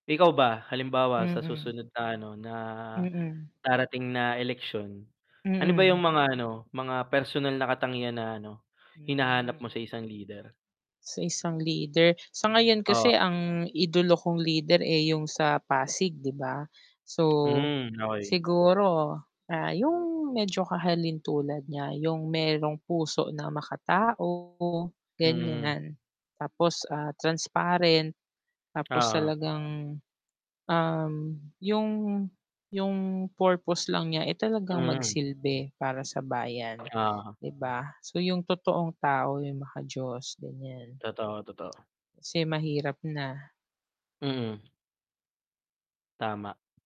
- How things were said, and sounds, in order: static; mechanical hum; distorted speech; other background noise; tapping
- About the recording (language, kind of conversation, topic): Filipino, unstructured, Paano mo ilalarawan ang kasalukuyang sistema ng pamahalaan sa Pilipinas, at ano ang palagay mo sa papel ng kabataan sa pulitika?